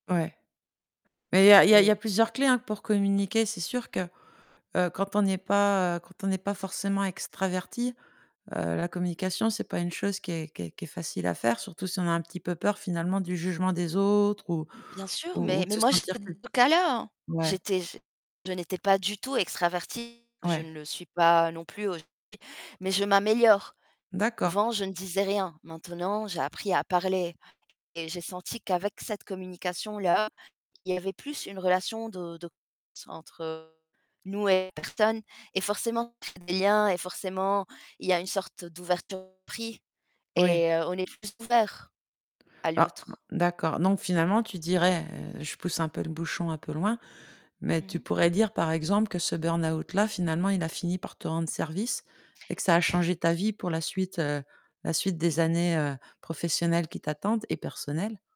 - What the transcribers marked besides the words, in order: mechanical hum; other background noise; distorted speech; unintelligible speech; tapping; other noise
- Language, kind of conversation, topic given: French, podcast, Comment gères-tu l’équilibre entre ta vie professionnelle et ta vie personnelle ?